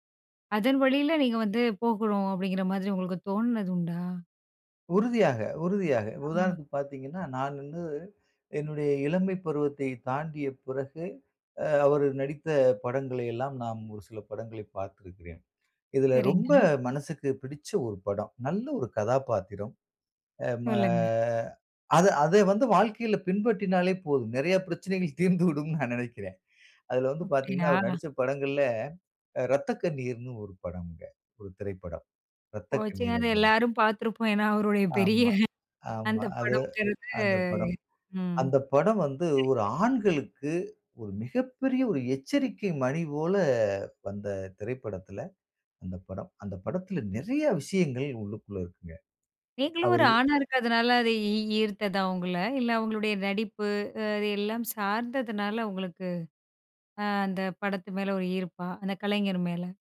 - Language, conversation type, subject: Tamil, podcast, நீங்கள் தொடர்ந்து பின்தொடரும் ஒரு கலைஞர் இருக்கிறாரா, அவர் உங்களை எந்த விதங்களில் பாதித்துள்ளார்?
- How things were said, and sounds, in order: laughing while speaking: "தீர்ந்துவிடும்ன்னு நா"; unintelligible speech; laughing while speaking: "பெரிய அந்த"